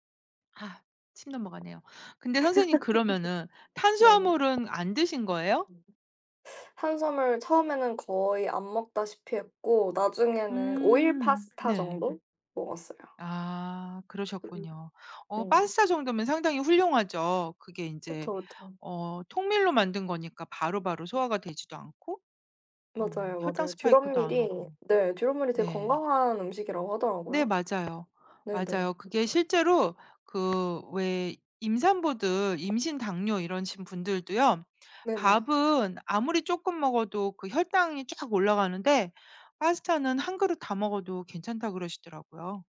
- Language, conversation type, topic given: Korean, unstructured, 취미를 시작할 때 가장 중요한 것은 무엇일까요?
- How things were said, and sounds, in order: chuckle; tapping; other background noise